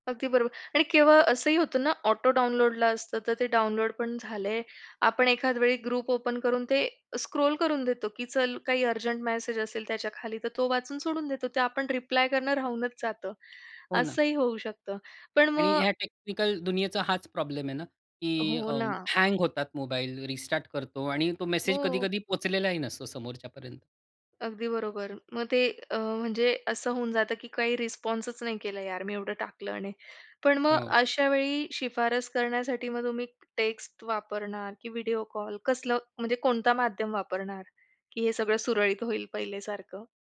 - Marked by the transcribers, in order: in English: "ऑटो"; in English: "ग्रुप ओपन"; in English: "स्क्रोल"; in English: "टेक्निकल"; in English: "हँग"; in English: "रिस्टार्ट"; in English: "रिस्पॉन्सच"
- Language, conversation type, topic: Marathi, podcast, कुटुंबाशी ऑनलाईन संवाद कसा टिकवता येईल?